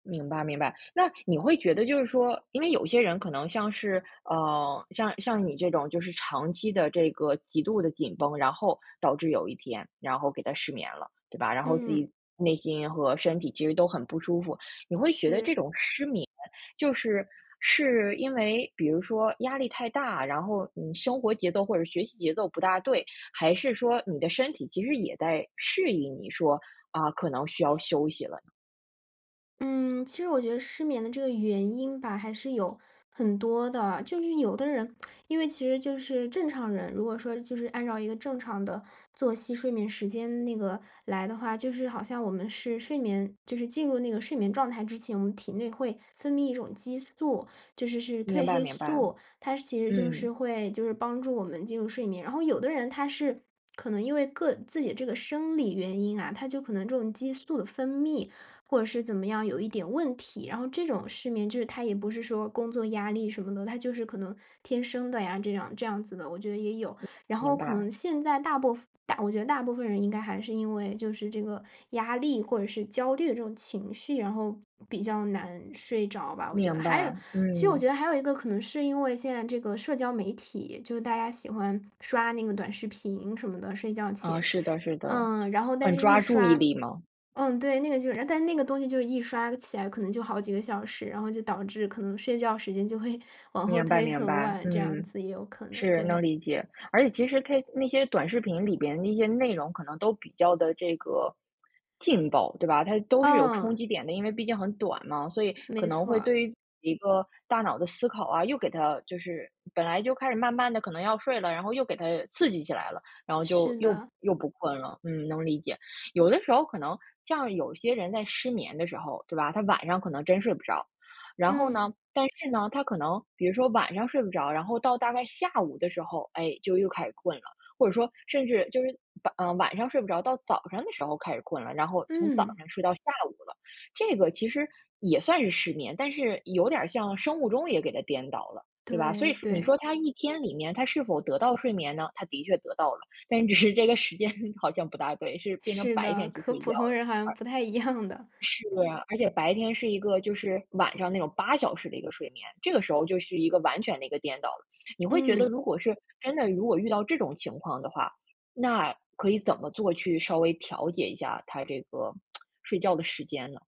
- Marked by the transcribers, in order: laughing while speaking: "就会往后推很晚这样子，也有可能"; laughing while speaking: "但是只是这个时间"; laughing while speaking: "的"; tsk
- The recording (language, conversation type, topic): Chinese, podcast, 失眠时你会采取哪些应对方法？